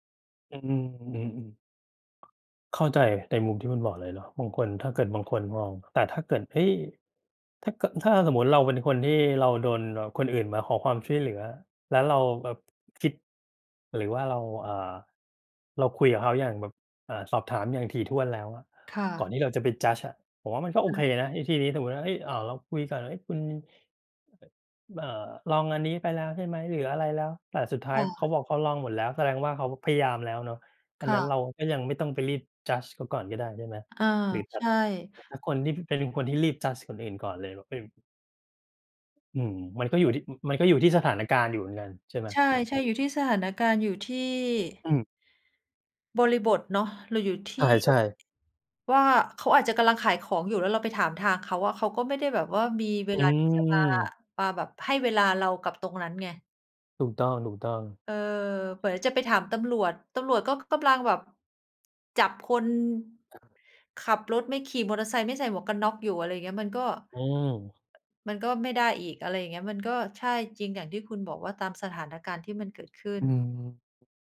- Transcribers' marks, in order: tapping; other background noise
- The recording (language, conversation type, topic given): Thai, unstructured, คุณคิดว่าการขอความช่วยเหลือเป็นเรื่องอ่อนแอไหม?